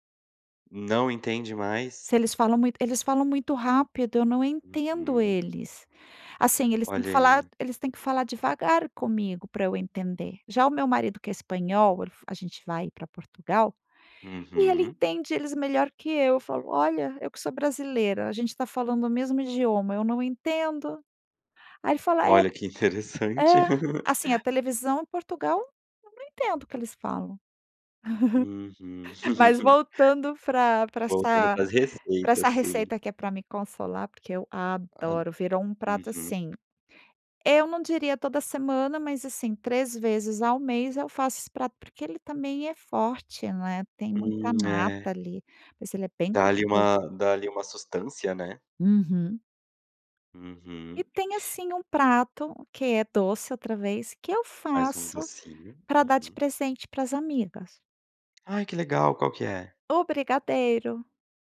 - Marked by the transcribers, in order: laugh; laugh; giggle
- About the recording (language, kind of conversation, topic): Portuguese, podcast, Que receita caseira você faz quando quer consolar alguém?